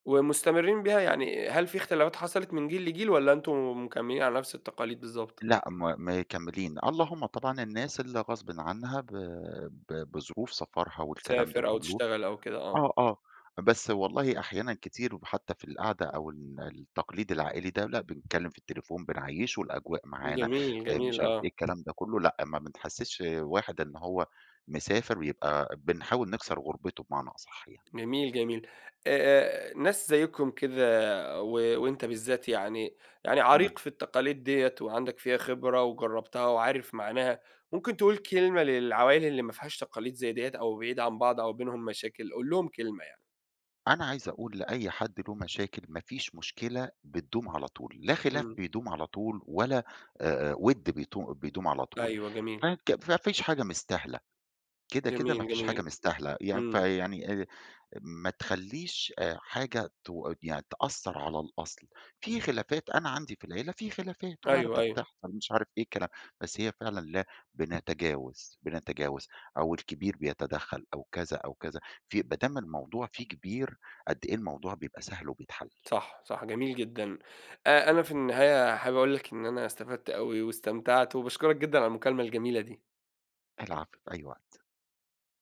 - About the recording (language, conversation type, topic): Arabic, podcast, إزاي بتحتفلوا بالمناسبات التقليدية عندكم؟
- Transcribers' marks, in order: tapping